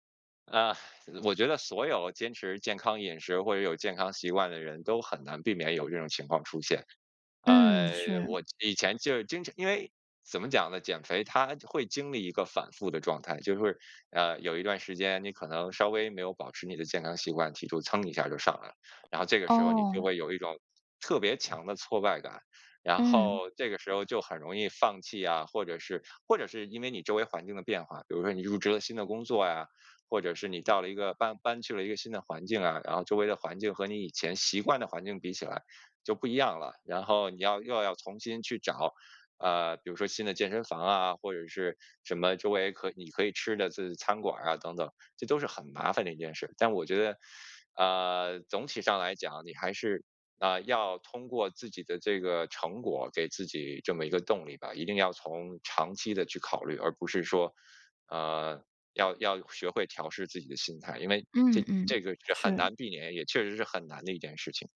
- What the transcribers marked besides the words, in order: other background noise
- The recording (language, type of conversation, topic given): Chinese, podcast, 平常怎么开始一段新的健康习惯？